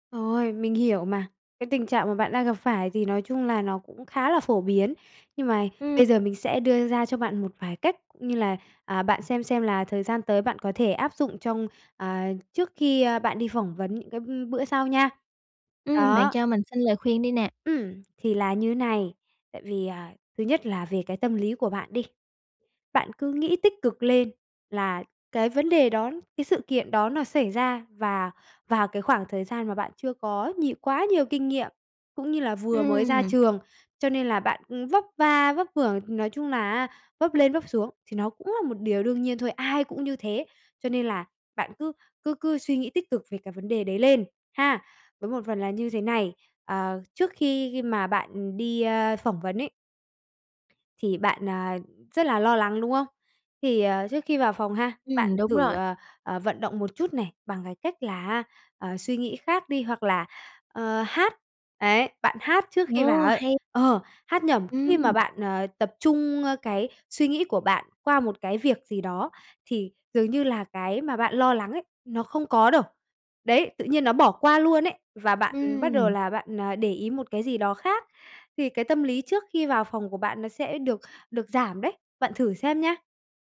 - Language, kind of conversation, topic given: Vietnamese, advice, Làm thế nào để giảm lo lắng trước cuộc phỏng vấn hoặc một sự kiện quan trọng?
- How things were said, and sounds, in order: tapping; other background noise